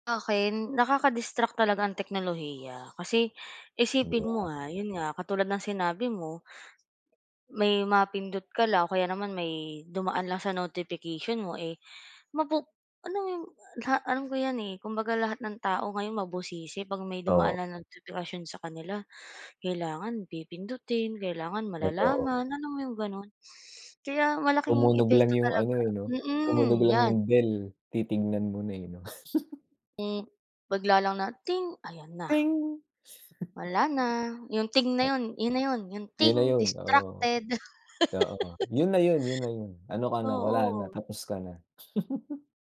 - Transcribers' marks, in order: chuckle; chuckle; laugh; giggle
- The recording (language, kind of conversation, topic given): Filipino, unstructured, Paano nakakatulong ang teknolohiya sa pag-aaral mo?